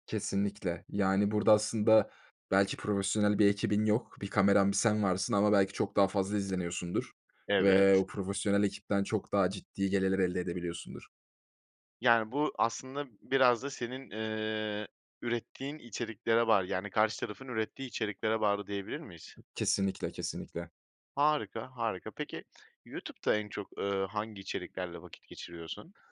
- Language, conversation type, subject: Turkish, podcast, Sence geleneksel televizyon kanalları mı yoksa çevrim içi yayın platformları mı daha iyi?
- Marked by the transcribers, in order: other background noise